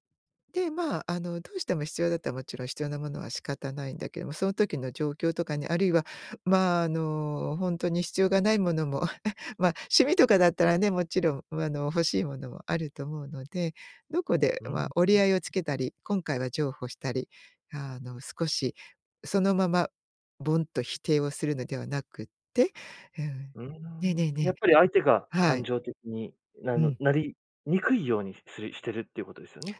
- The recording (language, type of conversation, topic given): Japanese, podcast, 意見が違うとき、どのように伝えるのがよいですか？
- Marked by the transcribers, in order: other noise